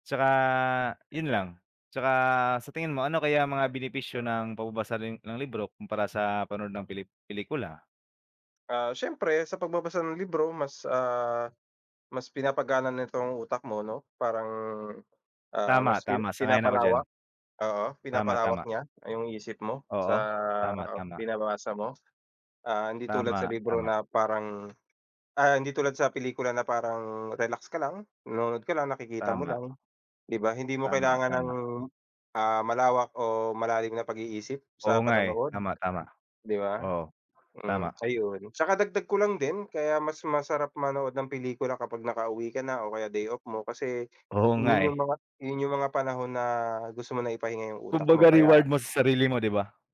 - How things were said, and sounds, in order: none
- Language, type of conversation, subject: Filipino, unstructured, Paano ka magpapasya kung magbabasa ka ng libro o manonood ng pelikula?